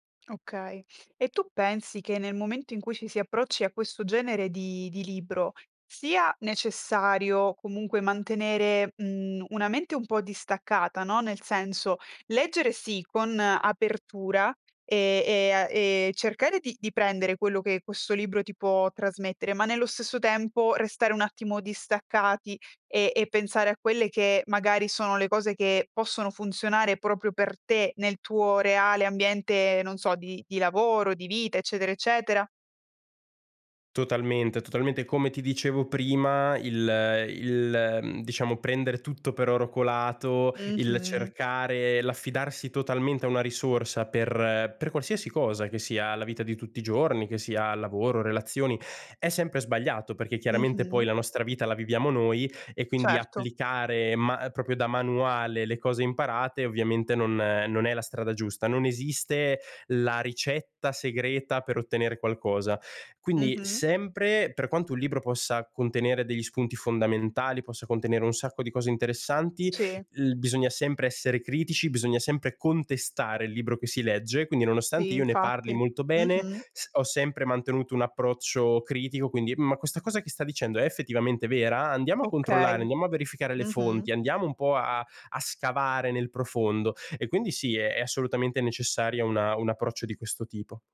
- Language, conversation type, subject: Italian, podcast, Qual è un libro che ti ha aperto gli occhi?
- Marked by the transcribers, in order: "proprio" said as "propio"